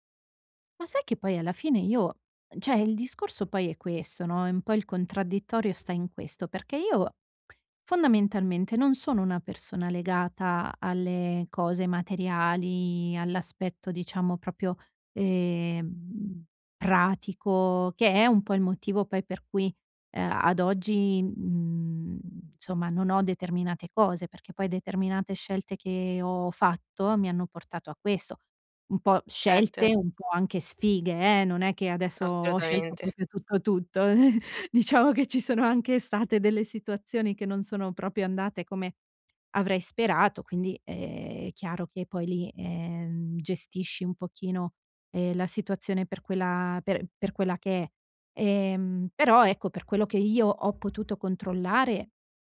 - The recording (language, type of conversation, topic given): Italian, advice, Come posso reagire quando mi sento giudicato perché non possiedo le stesse cose dei miei amici?
- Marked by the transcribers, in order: "cioè" said as "ceh"; tapping; "proprio" said as "propio"; "insomma" said as "nzomma"; "Certo" said as "cetto"; "proprio" said as "propio"; chuckle; laughing while speaking: "Diciamo che ci sono anche state"; "proprio" said as "propio"